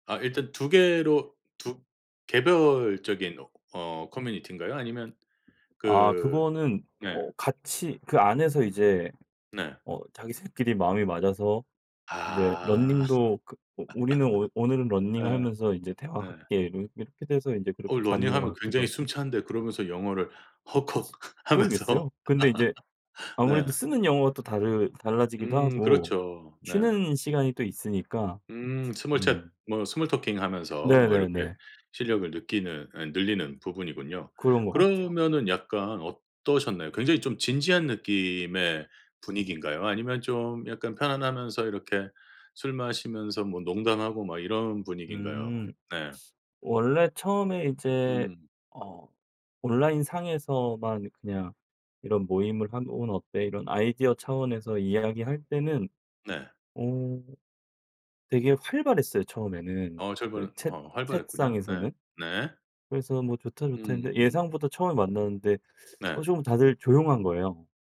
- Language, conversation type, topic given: Korean, podcast, 온라인에서 알던 사람을 실제로 처음 만났을 때 어떤 기분이었나요?
- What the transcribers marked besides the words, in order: other background noise; laugh; put-on voice: "헉헉"; laughing while speaking: "하면서"; laugh; in English: "스몰 챗"; in English: "스몰 토킹"